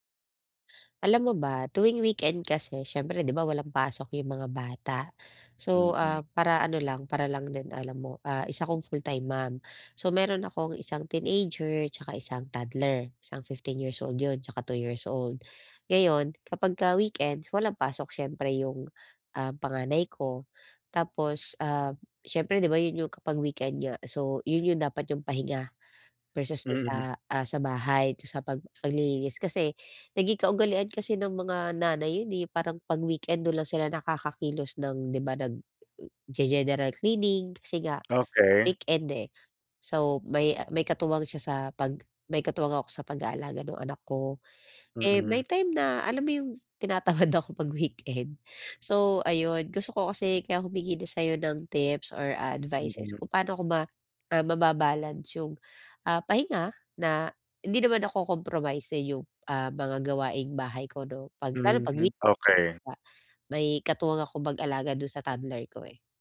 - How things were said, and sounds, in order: other background noise; tapping
- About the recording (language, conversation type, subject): Filipino, advice, Paano ko mababalanse ang pahinga at mga gawaing-bahay tuwing katapusan ng linggo?